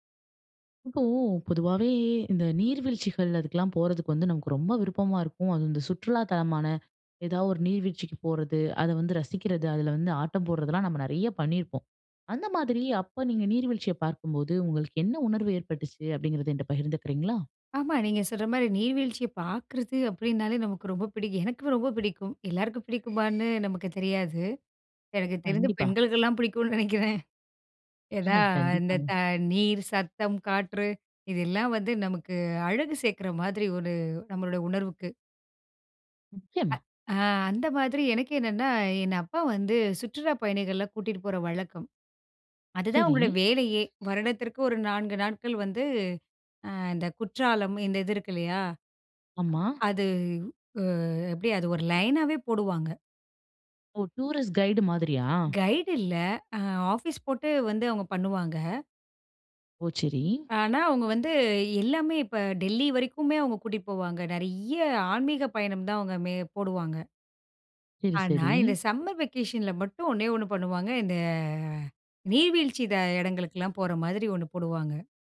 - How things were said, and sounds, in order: other noise; laughing while speaking: "எனக்கு தெரிந்து பெண்களுக்கெல்லாம் புடிக்கும்னு நெனைக்கிறேன்"; chuckle; tapping; in English: "லைனாவே"; in English: "டூரிஸ்ட கைடு"; in English: "கைடு"; in English: "சம்மர் வெகேஷன்ல"; drawn out: "இந்த"
- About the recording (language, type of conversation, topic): Tamil, podcast, நீர்வீழ்ச்சியை நேரில் பார்த்தபின் உங்களுக்கு என்ன உணர்வு ஏற்பட்டது?